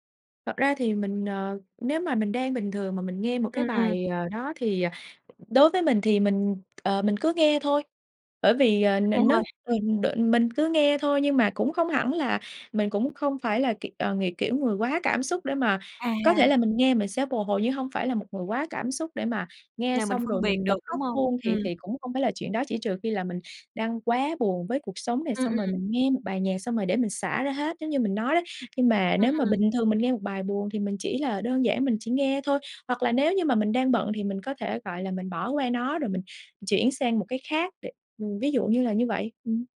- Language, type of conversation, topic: Vietnamese, podcast, Âm nhạc làm thay đổi tâm trạng bạn thế nào?
- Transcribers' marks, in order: tapping